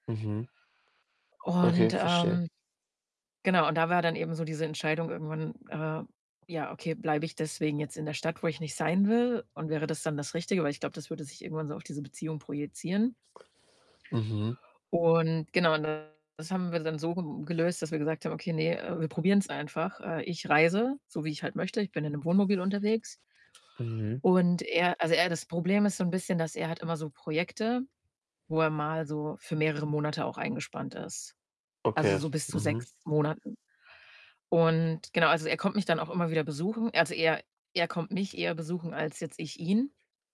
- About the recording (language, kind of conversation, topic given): German, advice, Wie belastet dich eure Fernbeziehung in Bezug auf Nähe, Vertrauen und Kommunikation?
- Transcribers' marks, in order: other background noise; static; distorted speech